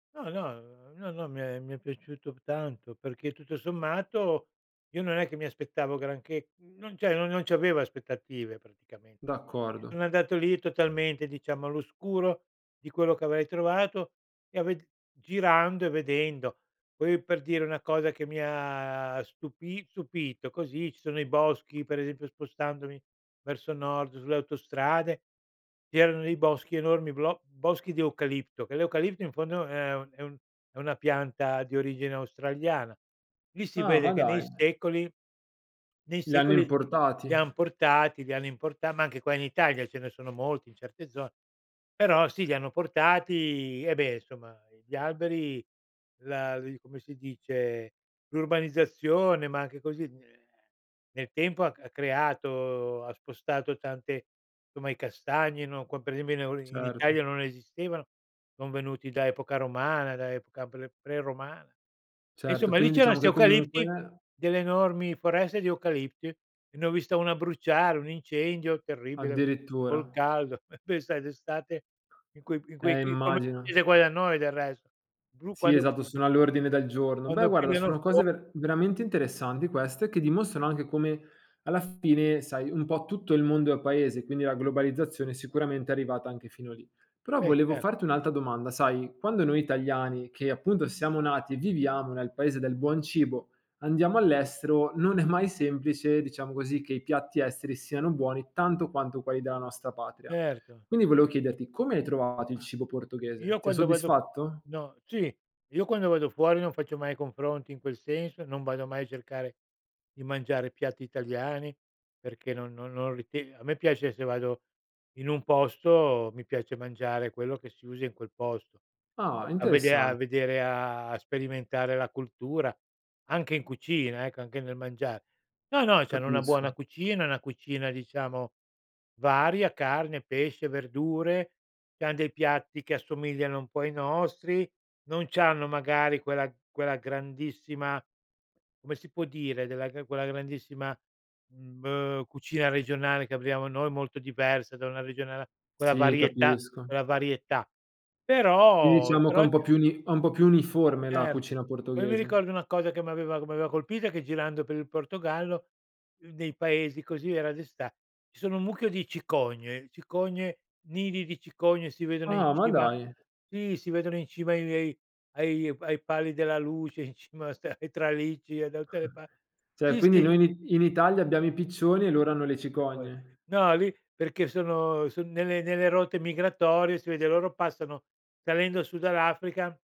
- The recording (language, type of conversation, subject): Italian, podcast, C’è un viaggio che ti ha stupito più di quanto immaginassi?
- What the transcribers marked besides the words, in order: tapping; other background noise; "avrei" said as "avai"; unintelligible speech; "esempio" said as "esembio"; "foreste" said as "forese"; chuckle; unintelligible speech; "all'estero" said as "essero"; laughing while speaking: "è mai"; "abbiamo" said as "abriamo"; "Quindi" said as "Quini"; "diciamo" said as "ciamo"; laughing while speaking: "ai"; chuckle; "Cioè" said as "ceh"; "tutte" said as "utte"